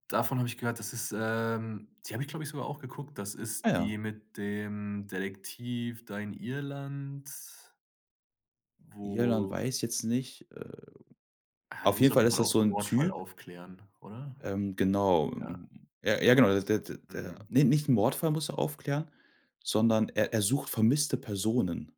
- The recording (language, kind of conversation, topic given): German, podcast, Welche Serie hast du zuletzt total gesuchtet?
- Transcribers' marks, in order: none